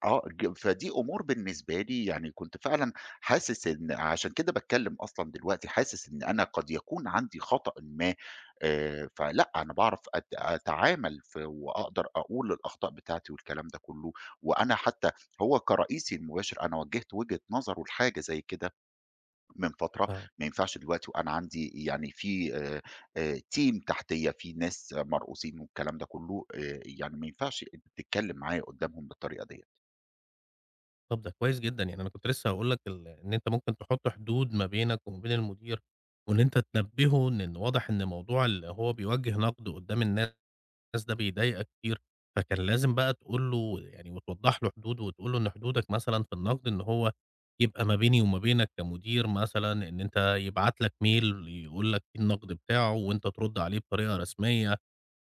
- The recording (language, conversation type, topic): Arabic, advice, إزاي حسّيت بعد ما حد انتقدك جامد وخلاك تتأثر عاطفيًا؟
- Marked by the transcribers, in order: in English: "team"; in English: "mail"; tapping